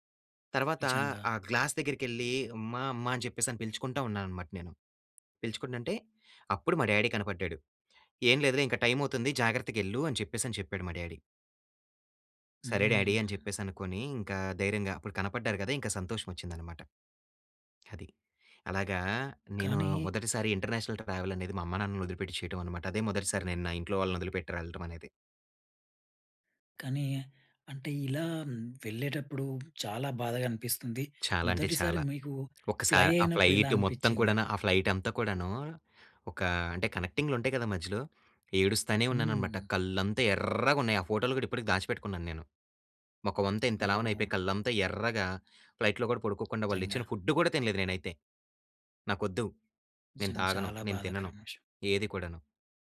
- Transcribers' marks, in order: in English: "గ్లాస్"; in English: "డ్యాడీ"; in English: "డ్యాడీ"; in English: "డాడీ"; in English: "ఇంటర్నేషనల్ ట్రావెల్"; "ఎళ్ళటం" said as "రెళ్ళటం"; in English: "ఫ్లై"; in English: "ఫ్లయిట్"; in English: "ఫ్లైట్"; in English: "ఫ్లయిట్‌లో"; in English: "ఫుడ్"
- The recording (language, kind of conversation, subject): Telugu, podcast, ఒకసారి మీ విమానం తప్పిపోయినప్పుడు మీరు ఆ పరిస్థితిని ఎలా ఎదుర్కొన్నారు?